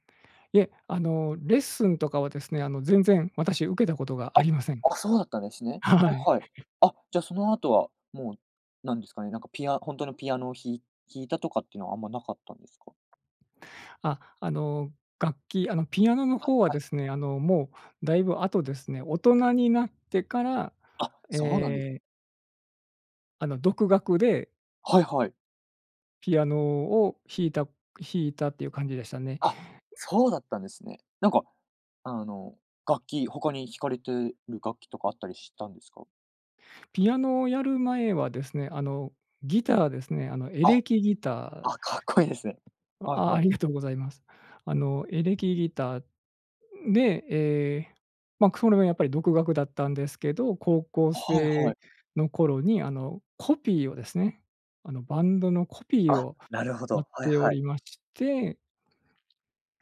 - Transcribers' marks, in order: laughing while speaking: "はい"; other background noise
- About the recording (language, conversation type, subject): Japanese, podcast, 音楽と出会ったきっかけは何ですか？